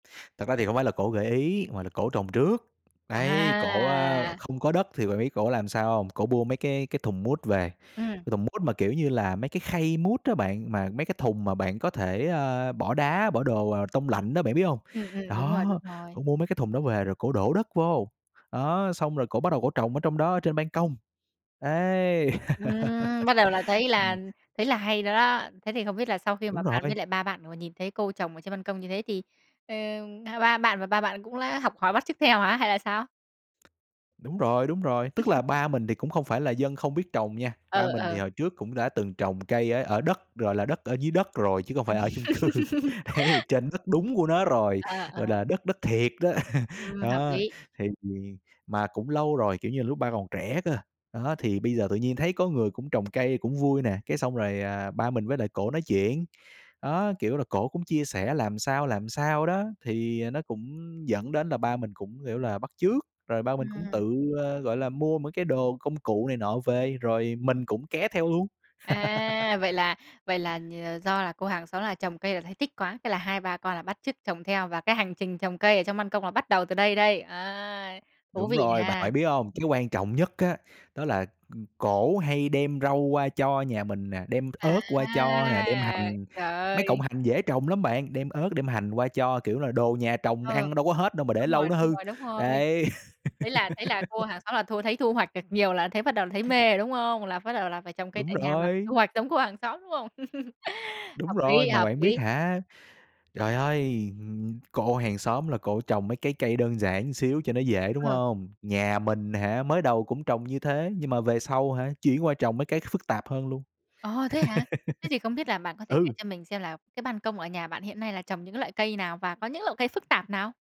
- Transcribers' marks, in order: drawn out: "À"; laugh; tapping; chuckle; laughing while speaking: "Ừm"; laughing while speaking: "cư, ấy"; chuckle; other background noise; laugh; drawn out: "À!"; laugh; chuckle; "một" said as "ừn"; laugh
- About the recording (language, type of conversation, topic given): Vietnamese, podcast, Bạn nghĩ sao về việc trồng rau theo phong cách tối giản tại nhà?